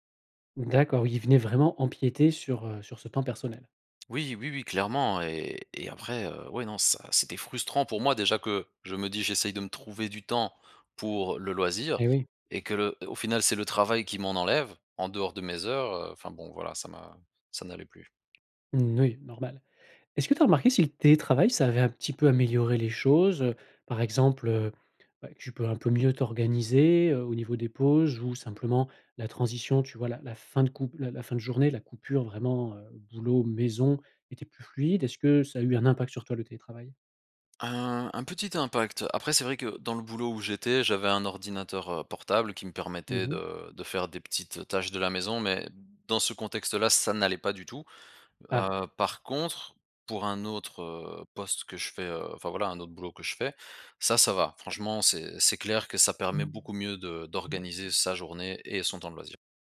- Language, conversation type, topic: French, podcast, Comment trouves-tu l’équilibre entre le travail et les loisirs ?
- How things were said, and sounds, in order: other background noise